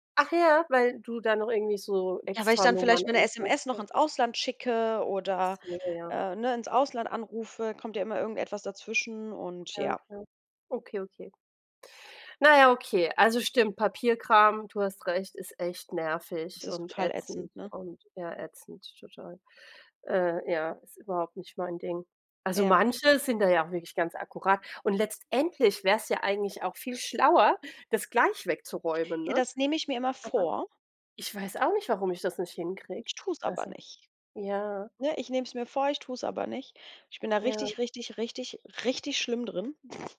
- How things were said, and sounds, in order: other background noise; stressed: "richtig"; chuckle
- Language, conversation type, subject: German, unstructured, Wie organisierst du deinen Tag, damit du alles schaffst?